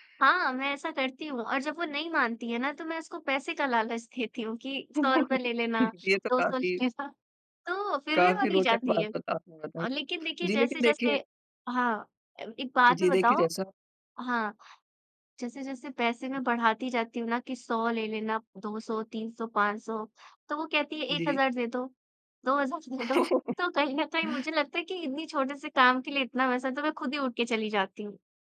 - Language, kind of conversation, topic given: Hindi, podcast, घर में काम बाँटने का आपका तरीका क्या है?
- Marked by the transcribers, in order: chuckle; laughing while speaking: "देती हूँ"; laughing while speaking: "दो सौ ले लेना"; tapping; laughing while speaking: "दे दो"; chuckle